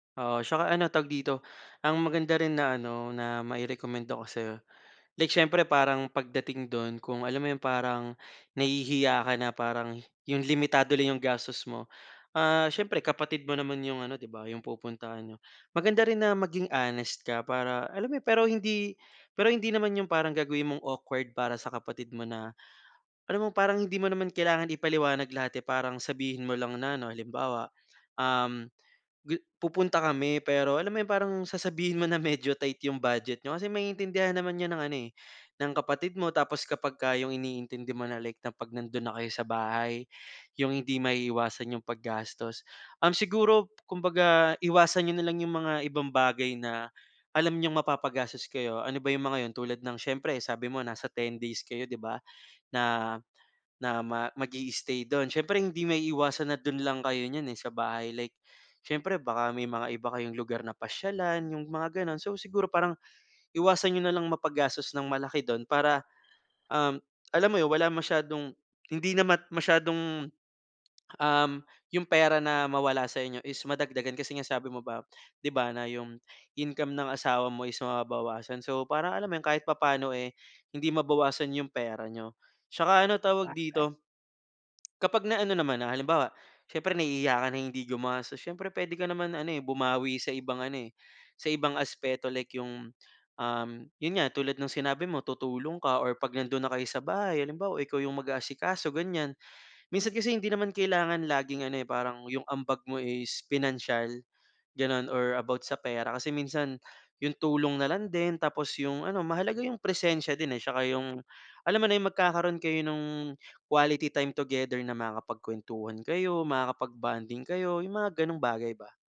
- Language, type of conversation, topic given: Filipino, advice, Paano ako makakapagbakasyon at mag-eenjoy kahit maliit lang ang budget ko?
- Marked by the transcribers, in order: tapping; other background noise; in English: "quality time together"